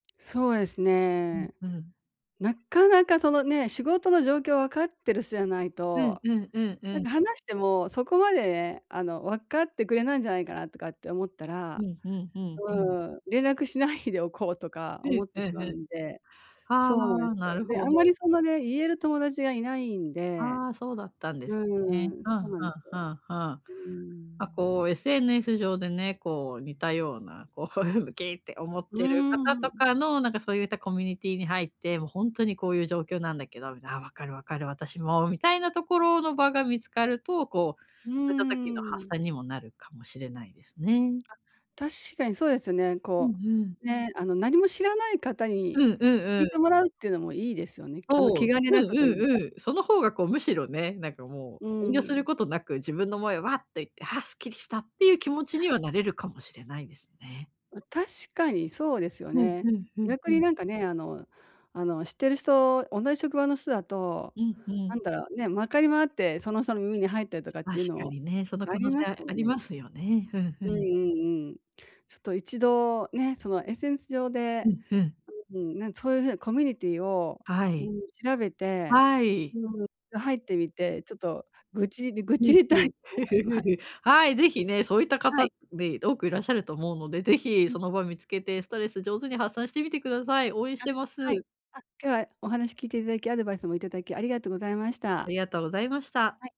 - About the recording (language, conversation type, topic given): Japanese, advice, 批判を受けても自分らしさを保つにはどうすればいいですか？
- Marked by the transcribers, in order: tapping; other background noise; "そうなんですよ" said as "そうなんえすよ"; laughing while speaking: "こう"; other noise; "回り回って" said as "まかり回って"; "ろ" said as "一度"; chuckle; laughing while speaking: "愚痴りたいと思いま"; "って" said as "っで"